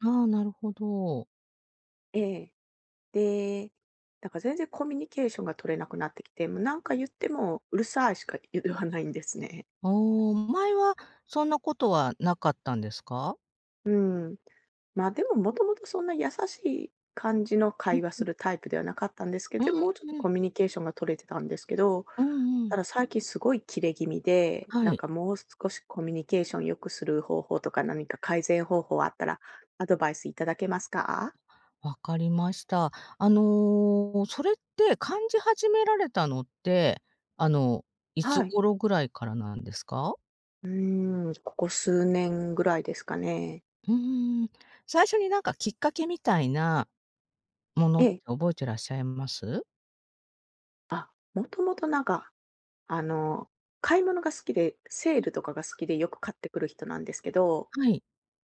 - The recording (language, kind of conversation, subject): Japanese, advice, 家族とのコミュニケーションを改善するにはどうすればよいですか？
- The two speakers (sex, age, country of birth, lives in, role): female, 45-49, Japan, Japan, user; female, 50-54, Japan, Japan, advisor
- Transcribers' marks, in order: other background noise